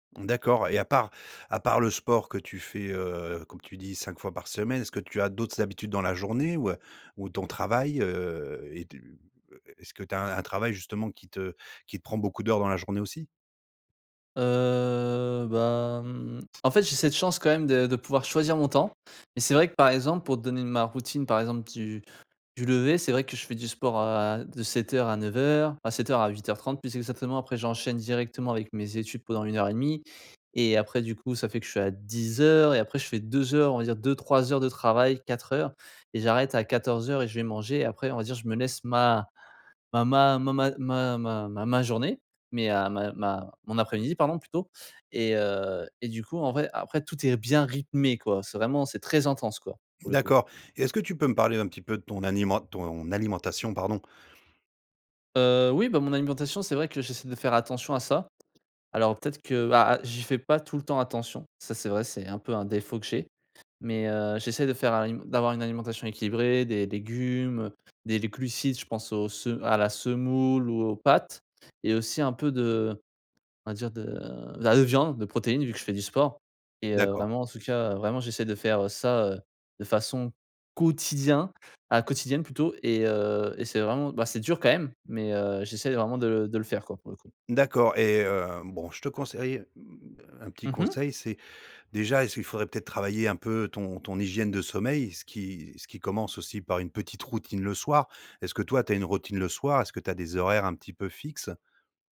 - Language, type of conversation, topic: French, advice, Pourquoi suis-je constamment fatigué, même après une longue nuit de sommeil ?
- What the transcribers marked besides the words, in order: drawn out: "Heu"; tapping; stressed: "quotidien"